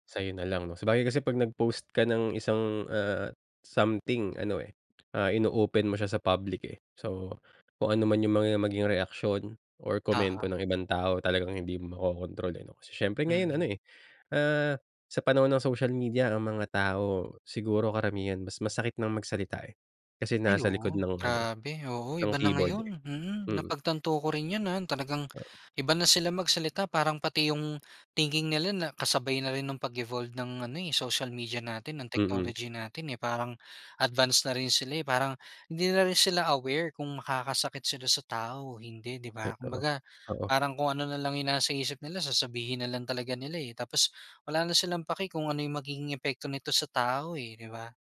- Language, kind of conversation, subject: Filipino, podcast, Paano mo pinoprotektahan ang iyong pagkapribado sa mga platapormang panlipunan?
- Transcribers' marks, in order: tapping